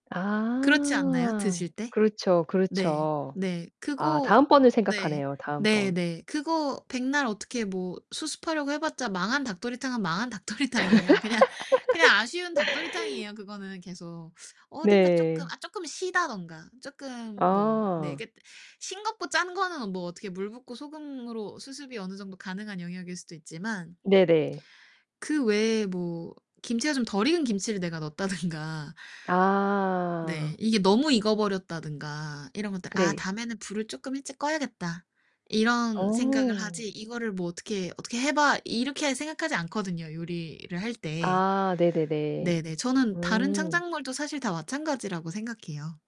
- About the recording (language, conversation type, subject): Korean, podcast, 작품을 처음 공개할 때 어떤 감정이 드나요?
- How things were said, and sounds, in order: other background noise; laughing while speaking: "닭도리탕이에요. 그냥"; laugh; laughing while speaking: "넣었다든가"